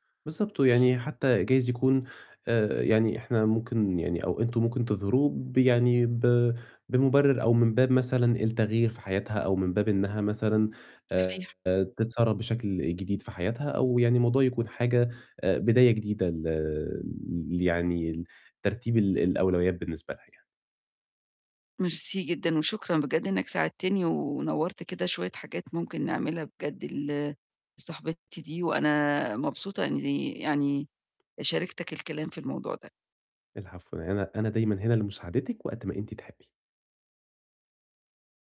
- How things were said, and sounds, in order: distorted speech; tapping
- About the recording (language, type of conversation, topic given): Arabic, advice, إزاي أوازن بين الصراحة واللطف وأنا بادي ملاحظات بنّاءة لزميل في الشغل؟